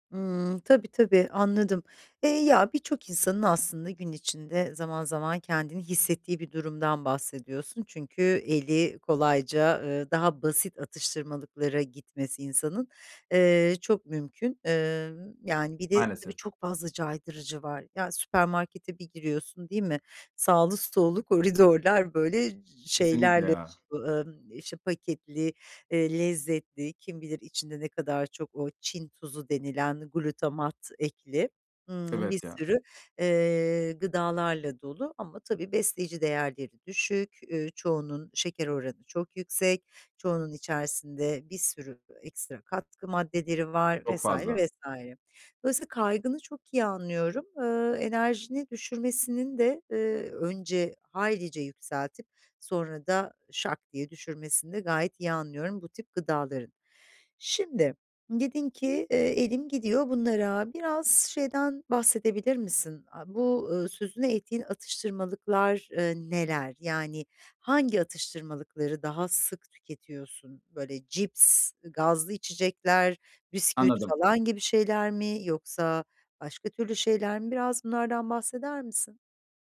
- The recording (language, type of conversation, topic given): Turkish, advice, Atıştırmalık seçimlerimi evde ve dışarıda daha sağlıklı nasıl yapabilirim?
- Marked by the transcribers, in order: laughing while speaking: "koridorlar"; other noise; tsk; "bisküvi" said as "bisküvit"